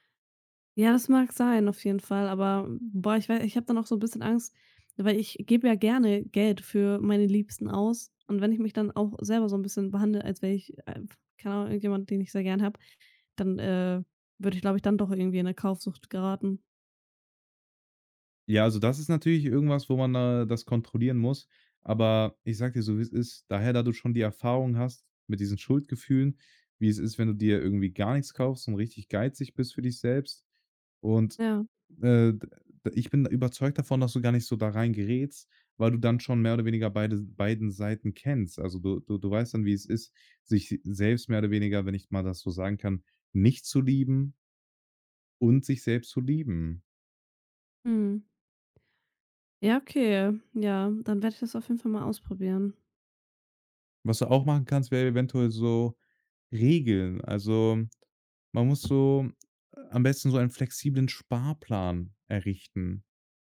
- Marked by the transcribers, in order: tapping; other noise; other background noise
- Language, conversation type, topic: German, advice, Warum habe ich bei kleinen Ausgaben während eines Sparplans Schuldgefühle?